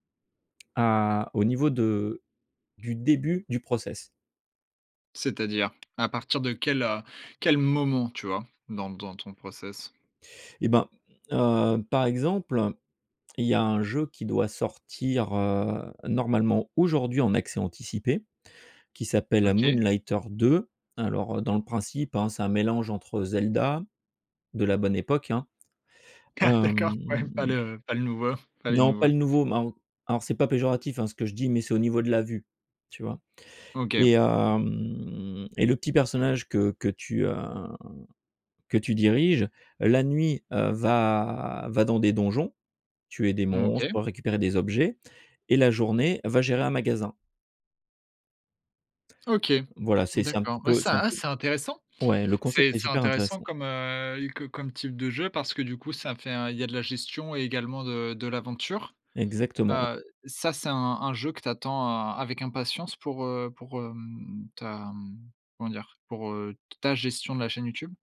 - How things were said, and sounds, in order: other background noise; in English: "process"; in English: "process ?"; laughing while speaking: "Ah ! D'accord !"
- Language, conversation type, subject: French, podcast, Quel rôle jouent les émotions dans ton travail créatif ?